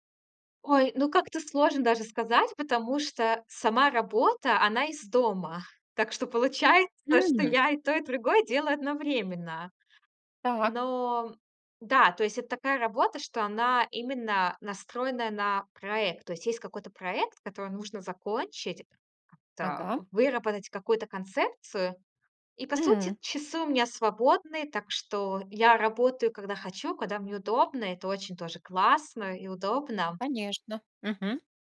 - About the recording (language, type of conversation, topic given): Russian, podcast, Расскажи о случае, когда тебе пришлось заново учиться чему‑то?
- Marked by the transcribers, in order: surprised: "Мгм"